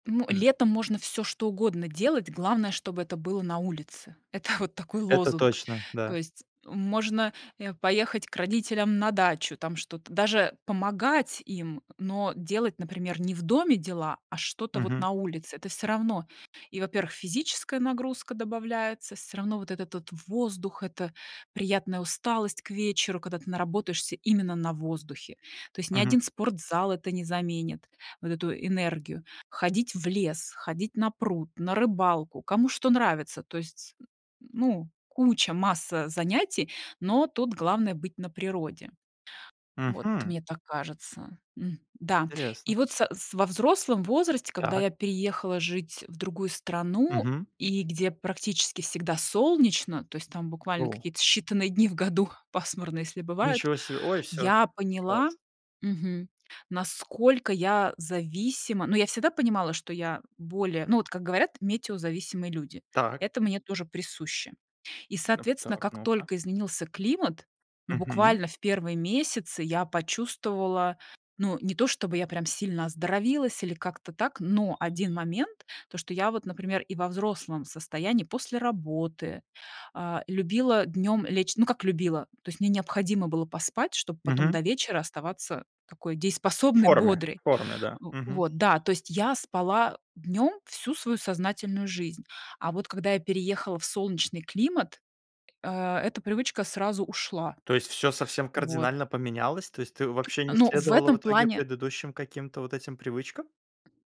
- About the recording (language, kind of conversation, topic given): Russian, podcast, Как сезоны влияют на настроение людей?
- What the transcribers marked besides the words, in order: laughing while speaking: "Это"; other background noise; tapping